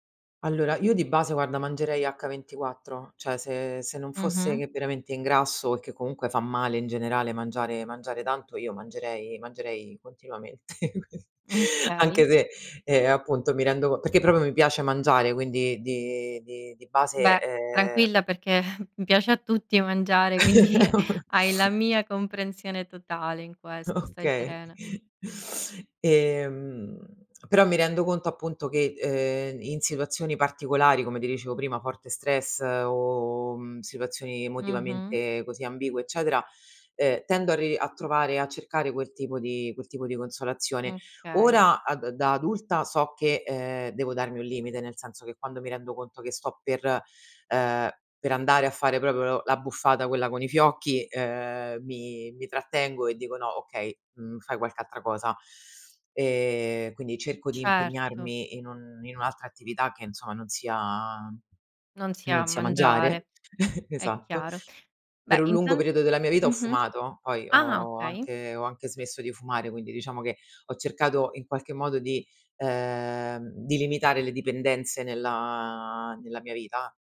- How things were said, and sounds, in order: "cioè" said as "ceh"; "Ukay" said as "okay"; laughing while speaking: "qui anche se"; tapping; "proprio" said as "propio"; chuckle; laughing while speaking: "piace a tutti mangiare, quindi"; laugh; chuckle; laughing while speaking: "Okay"; chuckle; "proprio" said as "propoleo"; chuckle
- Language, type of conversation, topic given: Italian, advice, Perché capitano spesso ricadute in abitudini alimentari dannose dopo periodi in cui riesci a mantenere il controllo?